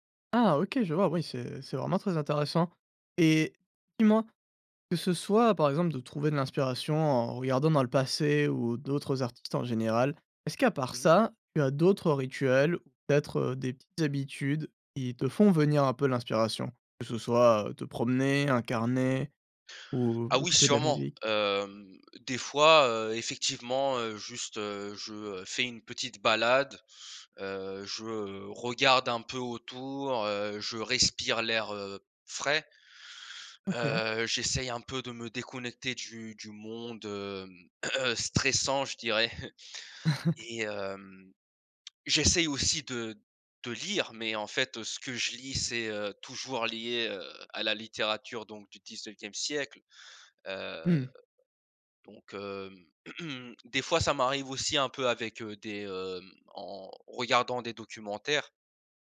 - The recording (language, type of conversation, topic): French, podcast, Comment trouves-tu l’inspiration pour créer quelque chose de nouveau ?
- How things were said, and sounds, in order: drawn out: "Hem"; throat clearing; chuckle; stressed: "lire"; drawn out: "heu"; throat clearing